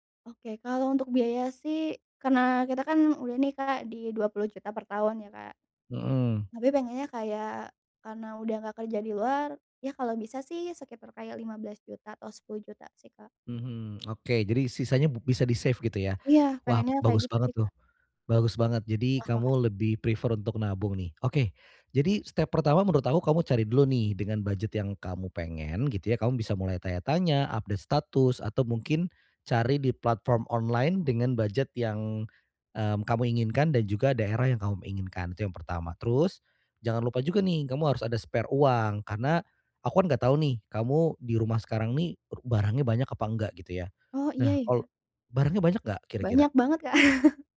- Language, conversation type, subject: Indonesian, advice, Bagaimana cara membuat anggaran pindah rumah yang realistis?
- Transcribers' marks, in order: in English: "save"; in English: "prefer"; in English: "update"; in English: "spare"; chuckle